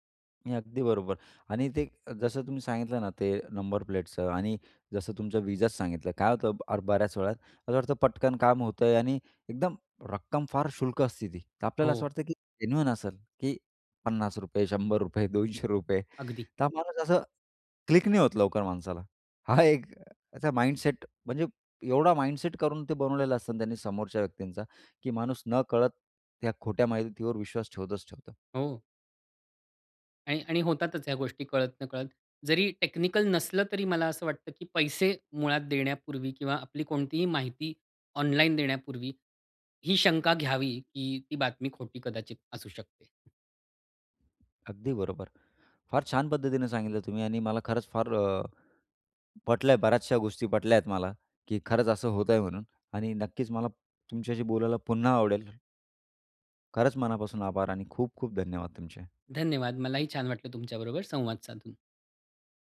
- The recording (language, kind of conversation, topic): Marathi, podcast, ऑनलाइन खोटी माहिती तुम्ही कशी ओळखता?
- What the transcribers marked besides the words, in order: other background noise; in English: "जेन्युइन"; in English: "माइंडसेट"; in English: "माइंडसेट"; tapping